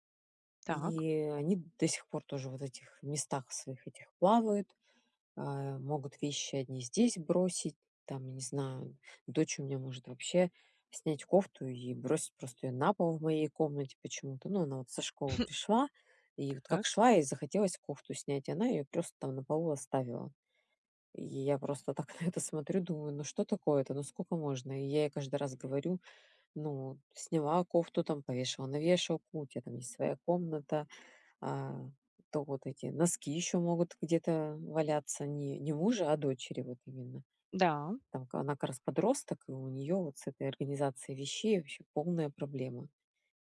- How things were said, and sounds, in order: chuckle; tapping; laughing while speaking: "на это"
- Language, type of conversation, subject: Russian, advice, Как договориться о границах и правилах совместного пользования общей рабочей зоной?